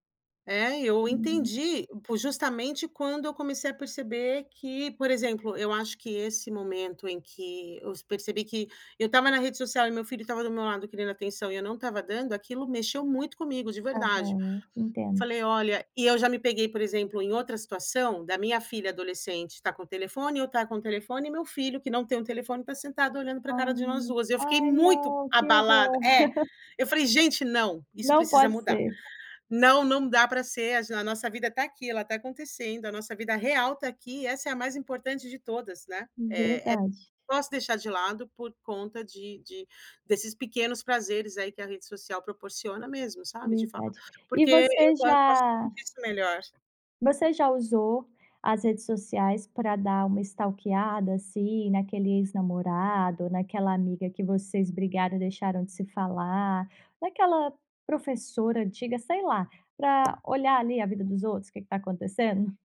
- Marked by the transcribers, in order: chuckle; unintelligible speech; unintelligible speech; tapping; other background noise
- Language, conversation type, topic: Portuguese, podcast, Que papel as redes sociais têm nas suas relações?